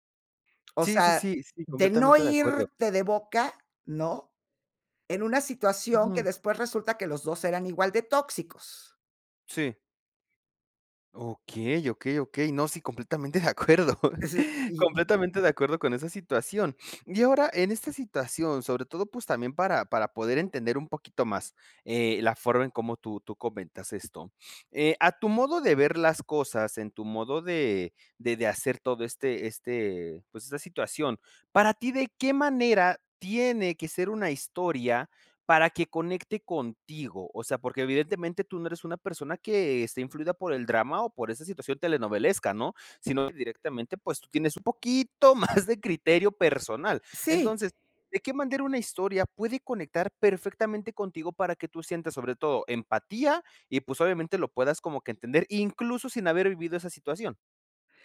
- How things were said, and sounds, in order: laughing while speaking: "completamente de acuerdo"; stressed: "poquito"; laughing while speaking: "más"
- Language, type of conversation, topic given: Spanish, podcast, ¿Por qué crees que ciertas historias conectan con la gente?